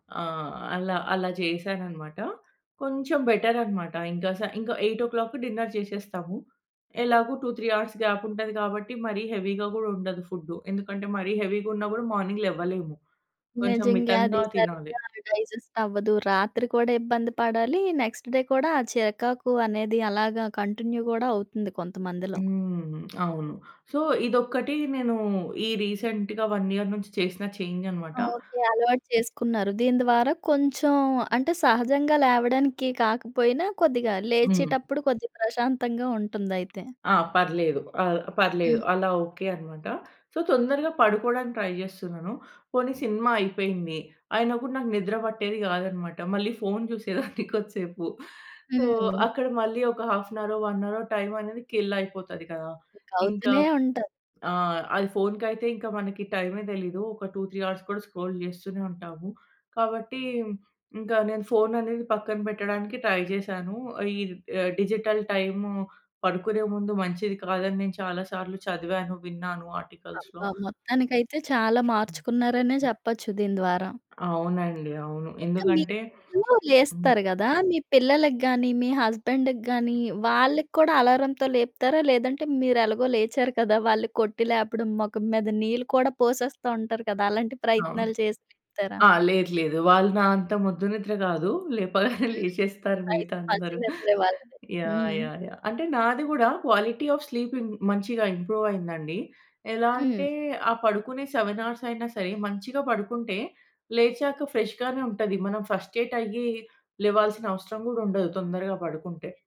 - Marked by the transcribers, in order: in English: "బెటర్"; in English: "ఎయిట్ ఓ క్లాక్‌కి డిన్నర్"; in English: "టు త్రీ హౌర్స్ గ్యాప్"; in English: "హెవీ‌గా"; in English: "ఫుడ్"; in English: "హెవీ‌గా"; in English: "మార్నింగ్"; in English: "డైజెస్ట్"; in English: "నెక్స్ట్ డే"; in English: "కంటిన్యూ"; tapping; in English: "సో"; in English: "రీసెంట్‌గా వన్ ఇయర్"; in English: "చేంజ్"; in English: "సో"; in English: "ట్రై"; chuckle; in English: "సో"; in English: "కిల్"; in English: "టు త్రీ హౌర్స్"; in English: "స్క్రోల్"; in English: "ట్రై"; in English: "డిజిటల్"; in English: "ఆర్టికల్స్‌లో"; other noise; in English: "హస్బాండ్‌కి"; chuckle; in English: "క్వాలిటీ ఆఫ్ స్లీపింగ్"; in English: "ఇంప్రూవ్"; in English: "సెవెన్ హౌర్స్"; in English: "ఫ్రెష్‌గానే"; in English: "ఫస్ట్రేట్"
- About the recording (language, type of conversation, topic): Telugu, podcast, సమయానికి లేవడానికి మీరు పాటించే చిట్కాలు ఏమిటి?